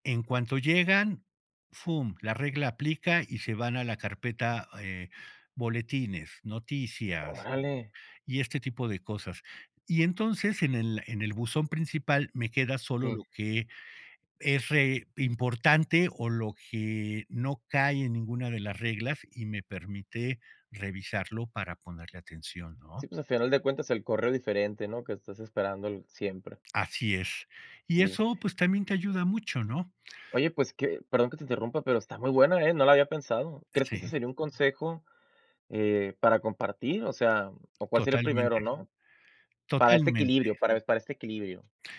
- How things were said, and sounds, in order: tapping
- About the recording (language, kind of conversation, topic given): Spanish, podcast, ¿Cómo sería para ti un buen equilibrio entre el tiempo frente a la pantalla y la vida real?
- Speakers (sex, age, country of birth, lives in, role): male, 25-29, Mexico, Mexico, host; male, 60-64, Mexico, Mexico, guest